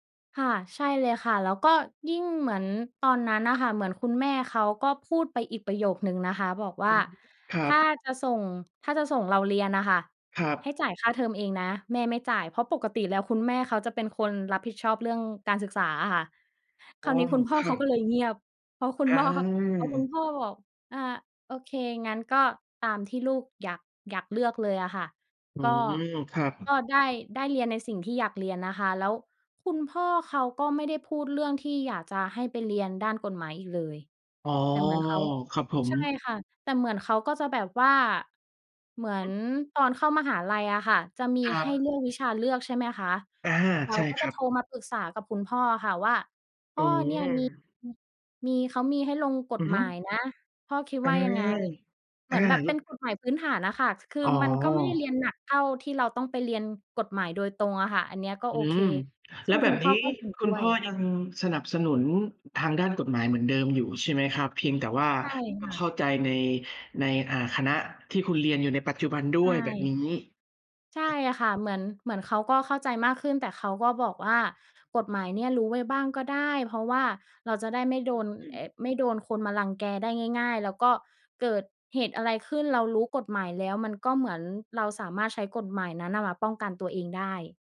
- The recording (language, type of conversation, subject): Thai, podcast, ความคาดหวังจากพ่อแม่ส่งผลต่อชีวิตของคุณอย่างไร?
- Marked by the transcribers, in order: tapping; other noise